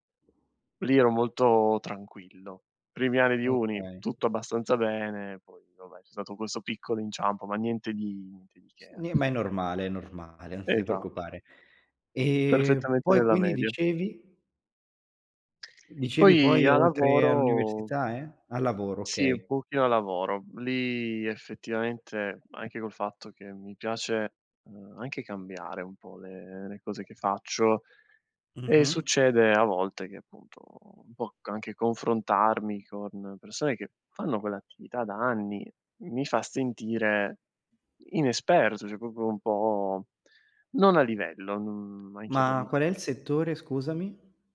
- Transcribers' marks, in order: other background noise; tapping; "cioè" said as "ceh"; "proprio" said as "popo"
- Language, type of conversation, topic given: Italian, podcast, Cosa fai quando ti senti di non essere abbastanza?